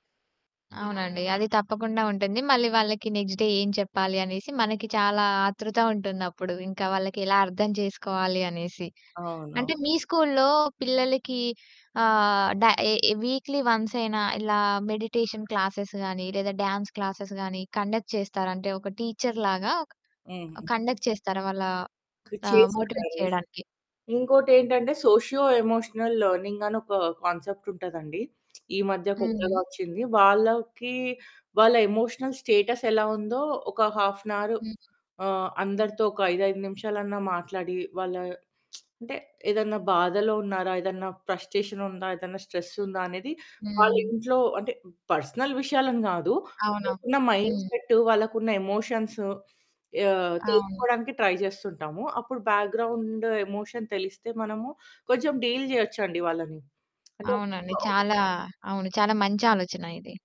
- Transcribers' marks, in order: other background noise; in English: "నెక్స్ట్ డే"; in English: "వీక్లీ"; in English: "మెడిటేషన్ క్లాసెస్"; in English: "డ్యాన్స్ క్లాసెస్"; in English: "కండక్ట్"; in English: "కండక్ట్"; static; in English: "మోటివేట్"; in English: "సోషియో ఎమోషనల్ లెర్నింగ్"; in English: "కాన్సెప్ట్"; in English: "ఎమోషనల్ స్టేటస్"; in English: "హాఫ్ ఎన్ అవర్"; lip smack; in English: "ఫ్రస్టేషన్"; in English: "స్ట్రెస్"; in English: "పర్సనల్"; in English: "మైండ్ సెట్"; in English: "ఎమోషన్స్"; in English: "ట్రై"; in English: "బ్యాక్గ్రౌండ్ ఎమోషన్"; in English: "డీల్"; lip smack; unintelligible speech
- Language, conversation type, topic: Telugu, podcast, ఒక మంచి ఉపాధ్యాయుడిగా మారడానికి ఏ లక్షణాలు అవసరమని మీరు భావిస్తారు?